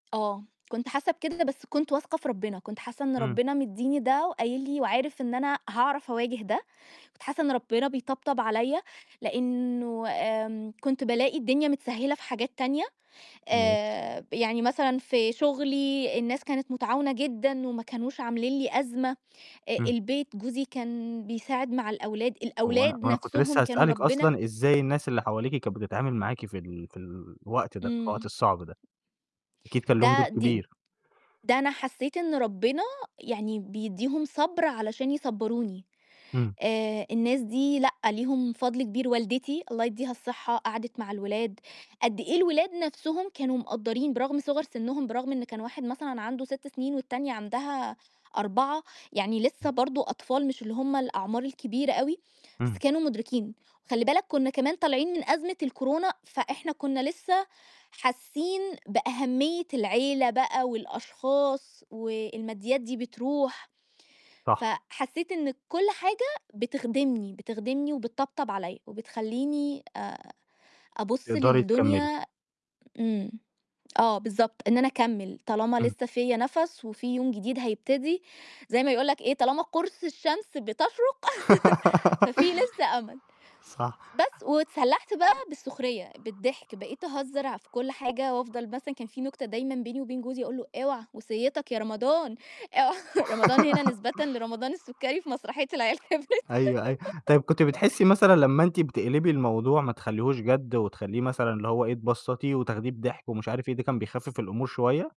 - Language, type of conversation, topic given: Arabic, podcast, هل حصل معاك موقف غير متوقع خلاك تِقدّر الحياة أكتر؟
- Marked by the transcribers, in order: distorted speech; tapping; other background noise; other noise; laugh; static; laughing while speaking: "آه، رمضان هنا نسبةً لرمضان السكري في مسرحية العيال كبرت"; laugh; laugh